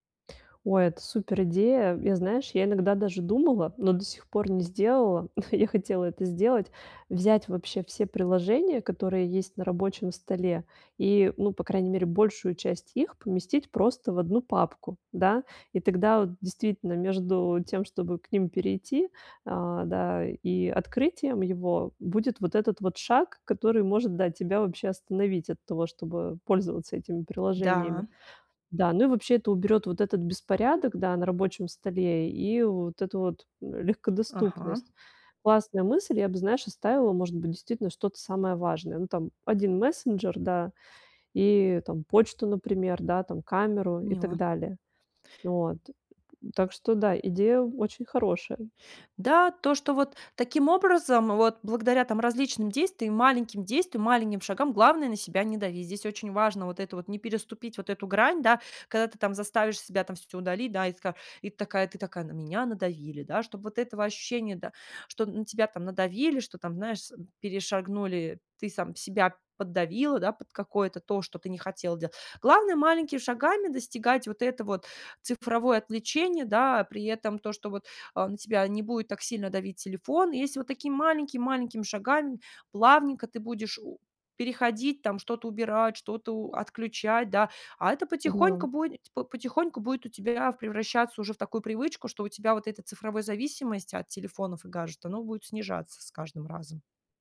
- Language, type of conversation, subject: Russian, advice, Как мне сократить уведомления и цифровые отвлечения в повседневной жизни?
- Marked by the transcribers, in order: laughing while speaking: "ну"